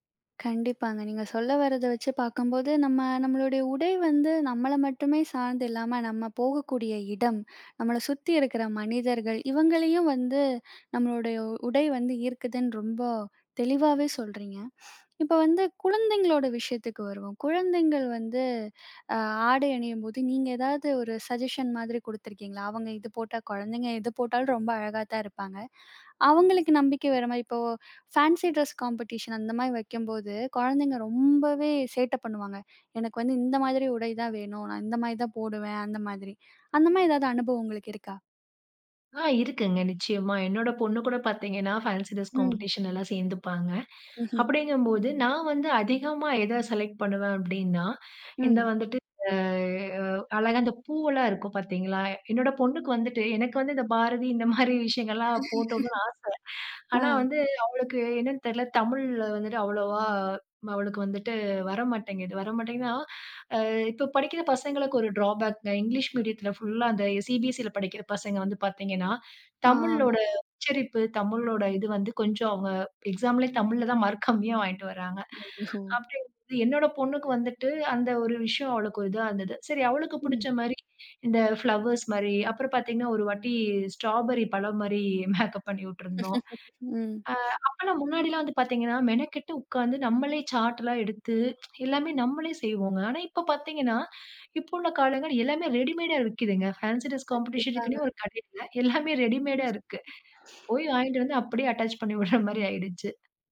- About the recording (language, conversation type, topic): Tamil, podcast, உங்கள் ஆடைகள் உங்கள் தன்னம்பிக்கையை எப்படிப் பாதிக்கிறது என்று நீங்கள் நினைக்கிறீர்களா?
- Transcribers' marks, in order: in English: "ஃபேன்ஸி டிரஸ் காம்பெடிஷன்"; chuckle; laugh; in English: "இங்கிலீஷ் மீடியத்துல"; laughing while speaking: "இந்த ஃபிளவர்ஸ் மாரி, அப்புறம் பாத்தீங்கன்னா ஒரு வாட்டி ஸ்ட்ராபெரி பழம் மாரி மேக்கப் பண்ணியுட்ருந்தோம்"; laugh; tsk; laugh; other noise; in English: "அட்டாச்"